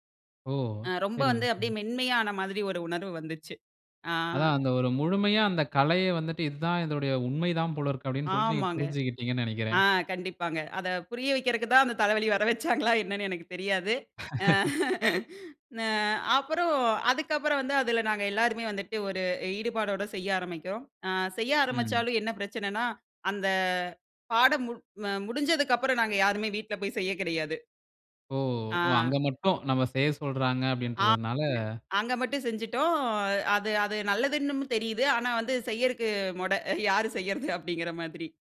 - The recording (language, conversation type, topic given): Tamil, podcast, தியானத்துக்கு நேரம் இல்லையெனில் என்ன செய்ய வேண்டும்?
- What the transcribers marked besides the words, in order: chuckle; laugh; "ஆரம்பிக்கிறோம்" said as "ஆரம்பிக்கோம்"; "செய்றதுக்கு" said as "செய்யறக்கு"